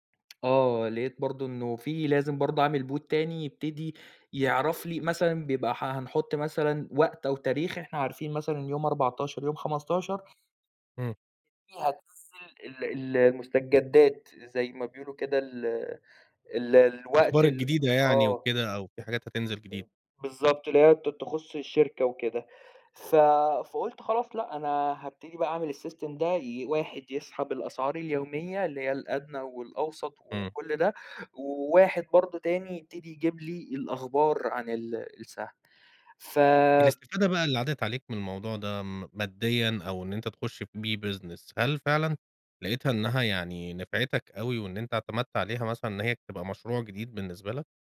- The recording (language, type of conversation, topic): Arabic, podcast, احكيلي عن مرة قابلت فيها حد ألهمك؟
- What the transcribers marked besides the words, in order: in English: "Bot"; tapping; in English: "السِّيستم"; in English: "Business"